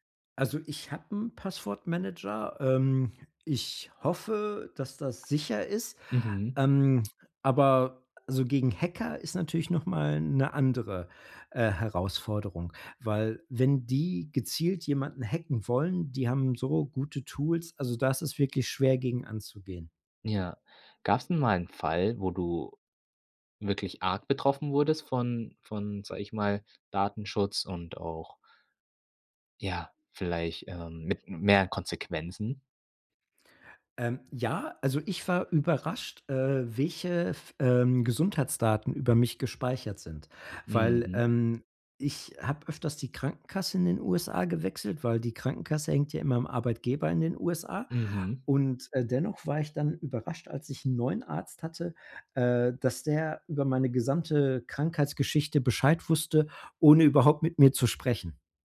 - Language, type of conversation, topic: German, podcast, Wie gehst du mit deiner Privatsphäre bei Apps und Diensten um?
- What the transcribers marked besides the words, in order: none